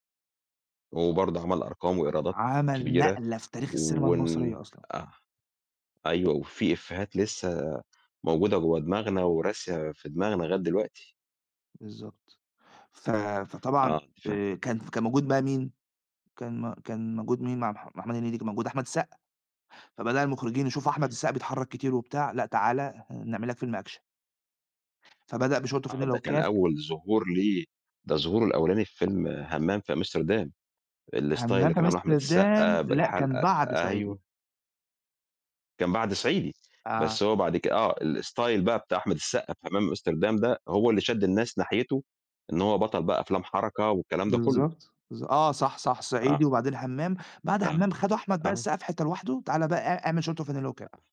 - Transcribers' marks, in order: in English: "أكشن"; in English: "الstyle"; in English: "الstyle"; other noise
- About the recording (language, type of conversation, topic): Arabic, podcast, إيه أكتر حاجة بتفتكرها من أول فيلم أثّر فيك؟